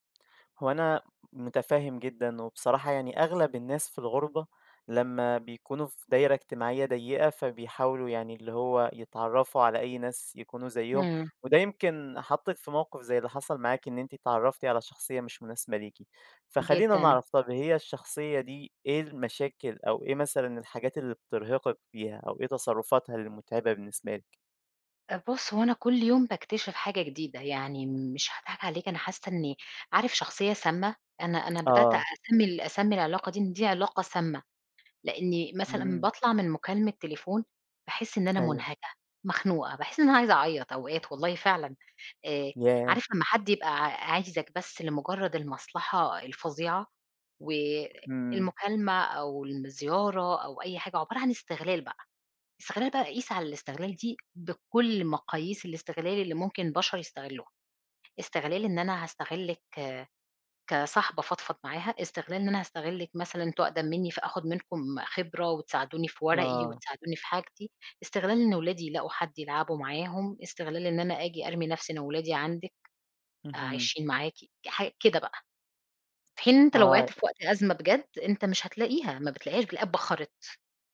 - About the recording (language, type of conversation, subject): Arabic, advice, إزاي بتحس لما ما بتحطّش حدود واضحة في العلاقات اللي بتتعبك؟
- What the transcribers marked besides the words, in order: tapping